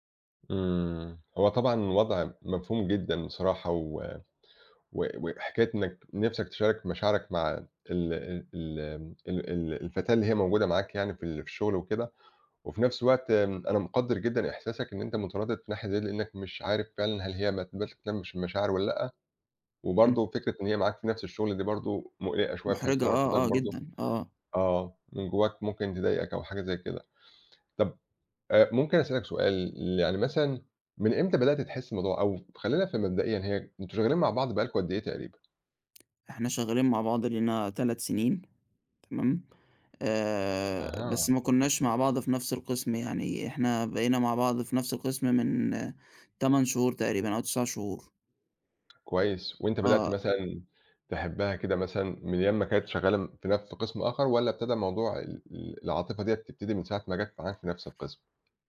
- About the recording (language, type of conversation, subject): Arabic, advice, إزاي أقدر أتغلب على ترددي إني أشارك مشاعري بجد مع شريكي العاطفي؟
- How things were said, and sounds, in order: tapping